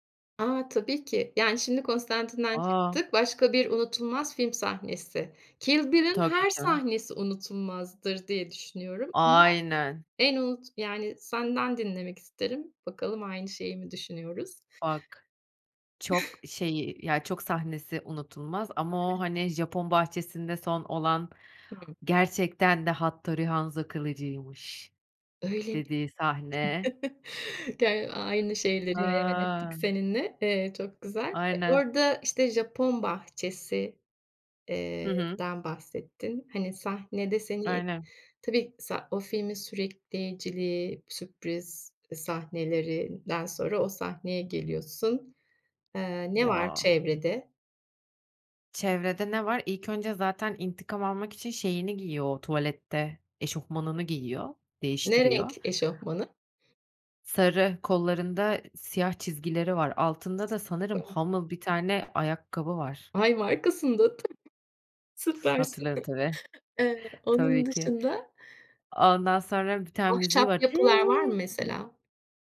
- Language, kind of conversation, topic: Turkish, podcast, Unutulmaz bir film sahnesini nasıl anlatırsın?
- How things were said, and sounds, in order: other background noise; chuckle; chuckle; unintelligible speech; other noise